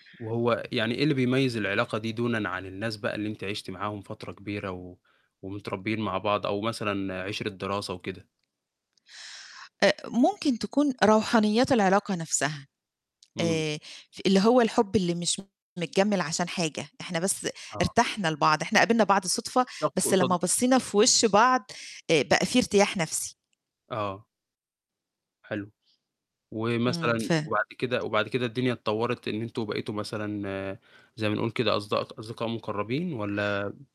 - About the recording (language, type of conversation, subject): Arabic, podcast, إيه أحلى صدفة خلتك تلاقي الحب؟
- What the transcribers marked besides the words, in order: distorted speech